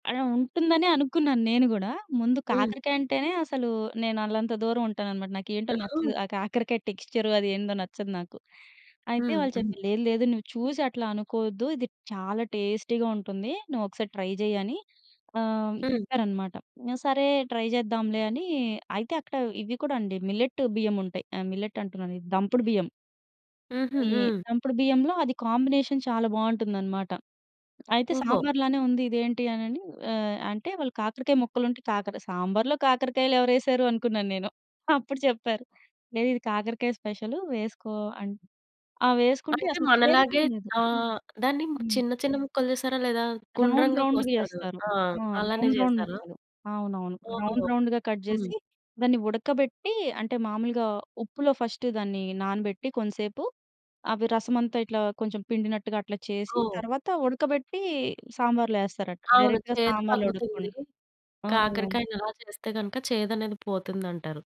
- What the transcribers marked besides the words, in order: in English: "టెక్స్చర్"; in English: "టేస్టీగా"; in English: "ట్రై"; in English: "ట్రై"; in English: "మిల్లెట్"; in English: "మిల్లెట్"; in English: "కాంబినేషన్"; chuckle; in English: "రౌండ్ రౌండ్‌గా"; in English: "రౌండ్ రౌండ్"; in English: "రౌండ్ రౌండ్‌గా కట్"; in English: "డైరెక్ట్‌గా"; tapping
- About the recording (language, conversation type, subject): Telugu, podcast, ప్రాంతీయ ఆహారాన్ని తొలిసారి ప్రయత్నించేటప్పుడు ఎలాంటి విధానాన్ని అనుసరించాలి?